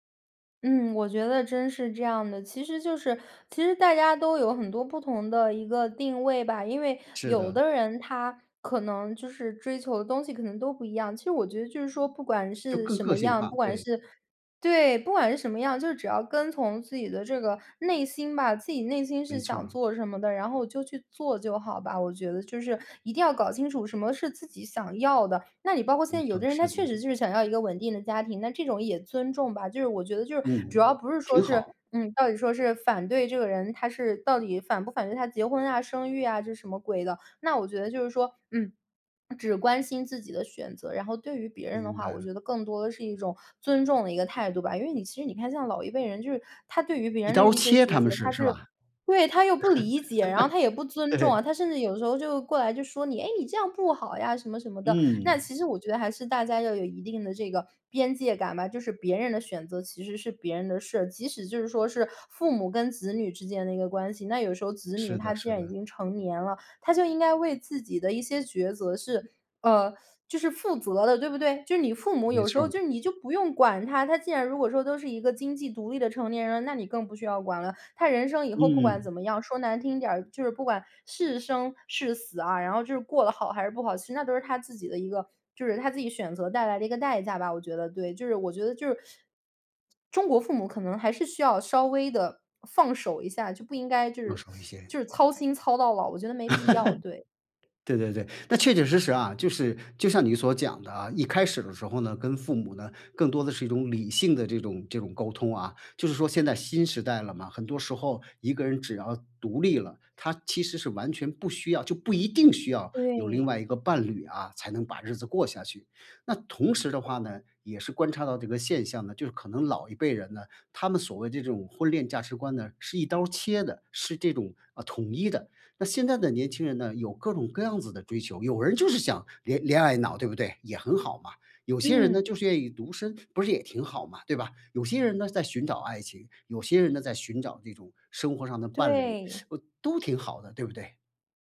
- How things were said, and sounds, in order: swallow; other background noise; laugh; laughing while speaking: "对"; teeth sucking; teeth sucking; teeth sucking; laugh; teeth sucking
- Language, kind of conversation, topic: Chinese, podcast, 你怎么看代际价值观的冲突与妥协?